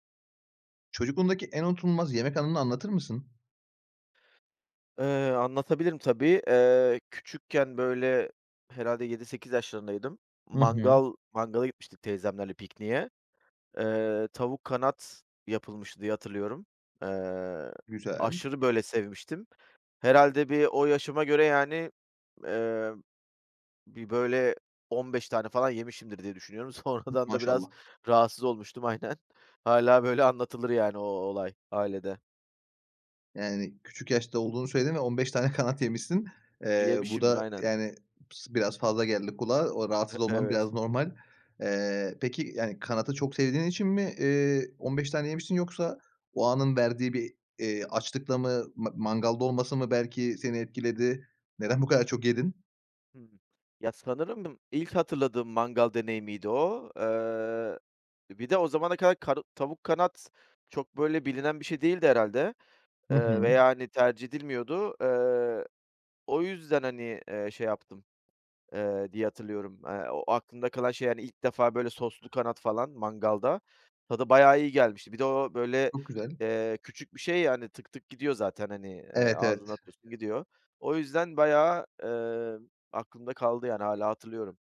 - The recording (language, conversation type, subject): Turkish, podcast, Çocukluğundaki en unutulmaz yemek anını anlatır mısın?
- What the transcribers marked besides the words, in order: other background noise